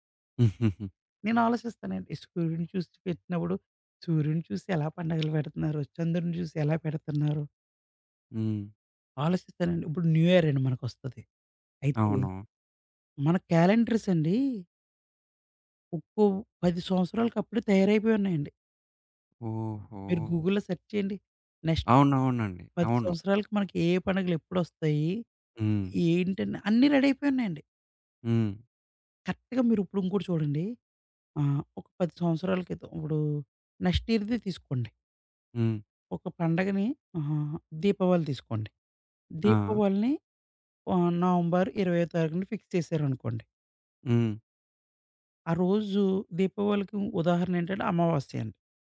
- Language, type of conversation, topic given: Telugu, podcast, సూర్యాస్తమయం చూసిన తర్వాత మీ దృష్టికోణంలో ఏ మార్పు వచ్చింది?
- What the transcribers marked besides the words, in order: giggle; other background noise; in English: "క్యాలెండర్స్"; in English: "గూగుల్‌లో సెర్చ్"; in English: "నెక్స్ట్"; in English: "రెడీ"; in English: "కరెక్ట్‌గా"; in English: "నెక్స్ట్ ఇయర్‌ది"; in English: "ఫిక్స్"